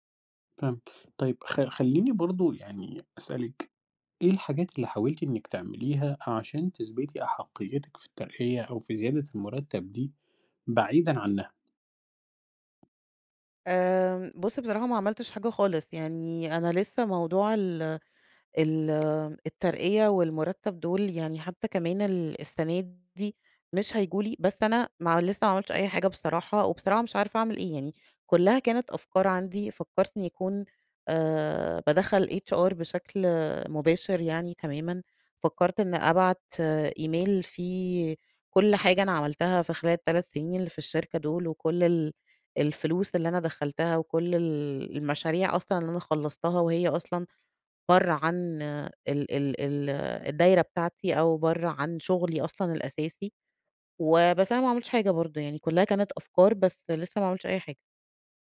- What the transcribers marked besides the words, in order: tapping; in English: "HR"; in English: "إيميل"
- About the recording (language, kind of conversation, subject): Arabic, advice, ازاي أتفاوض على زيادة في المرتب بعد سنين من غير ترقية؟